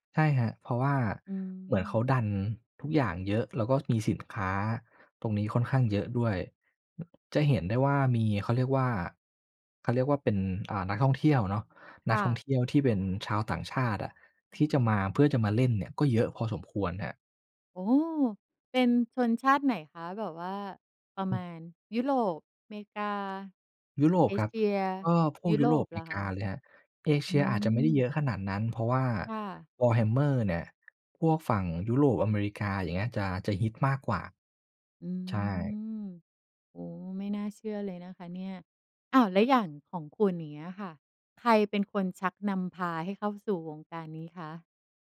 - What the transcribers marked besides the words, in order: surprised: "โอ้โฮ เป็นชนชาติไหนคะ ?"; other background noise; tapping; surprised: "อ้าว แล้วอย่างของคุณ"
- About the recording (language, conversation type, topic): Thai, podcast, เอาจริงๆ แล้วคุณชอบโลกแฟนตาซีเพราะอะไร?